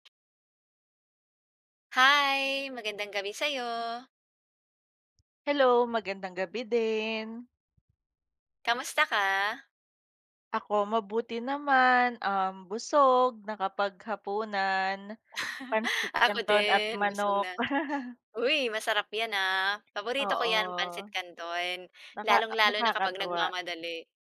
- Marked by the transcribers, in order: laugh
- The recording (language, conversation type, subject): Filipino, unstructured, Paano mo ipinapakita ang tunay mong sarili sa harap ng iba, at ano ang nararamdaman mo kapag hindi ka tinatanggap dahil sa pagkakaiba mo?
- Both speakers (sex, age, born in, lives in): female, 30-34, Philippines, Philippines; female, 40-44, Philippines, Philippines